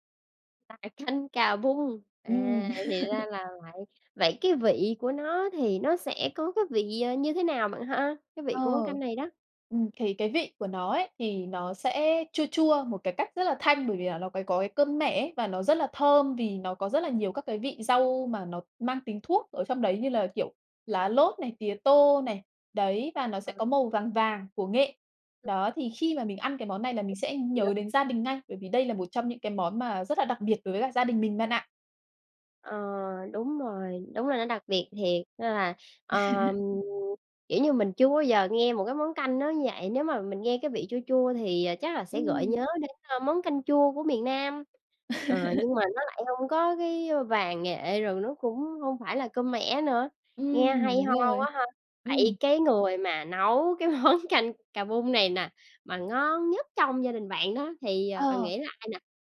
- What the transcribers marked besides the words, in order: laugh; other background noise; tapping; unintelligible speech; unintelligible speech; laugh; laugh; laughing while speaking: "món"
- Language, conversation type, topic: Vietnamese, podcast, Món ăn giúp bạn giữ kết nối với người thân ở xa như thế nào?